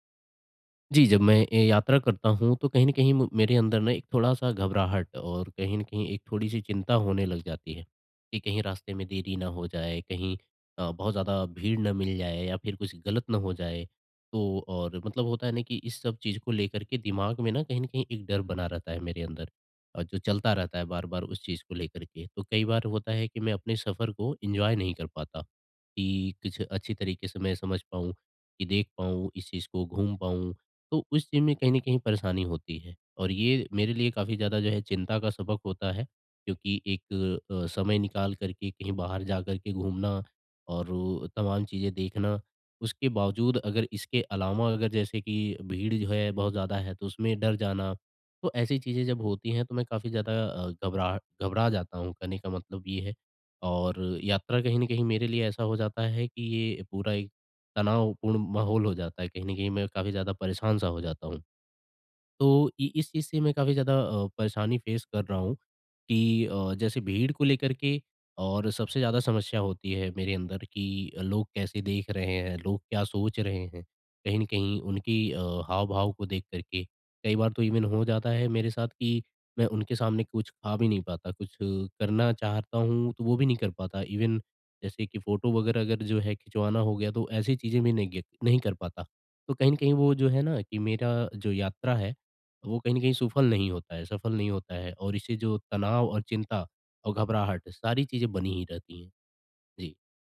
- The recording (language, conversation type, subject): Hindi, advice, यात्रा के दौरान तनाव और चिंता को कम करने के लिए मैं क्या करूँ?
- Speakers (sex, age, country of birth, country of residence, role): male, 25-29, India, India, advisor; male, 25-29, India, India, user
- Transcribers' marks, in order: in English: "एन्जॉय"; in English: "फेस"; in English: "इवेन"; in English: "इवेन"; in English: "फोटो"; "सफल" said as "सुफल"